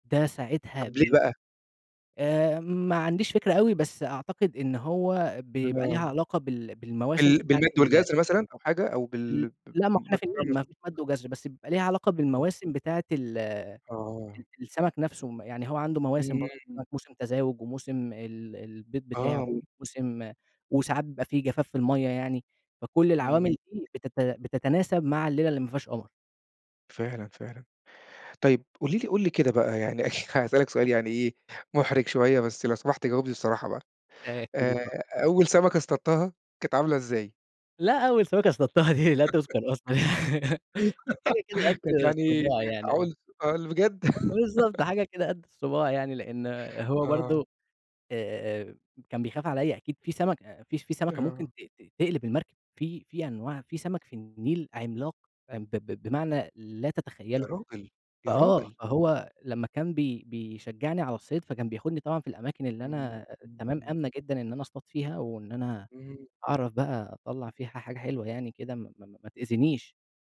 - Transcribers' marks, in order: unintelligible speech; tapping; chuckle; giggle; laughing while speaking: "دي لا تُذكَر أصلًا"; chuckle; laugh
- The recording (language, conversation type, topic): Arabic, podcast, احكيلي عن هوايتك المفضلة وإزاي دخلت فيها؟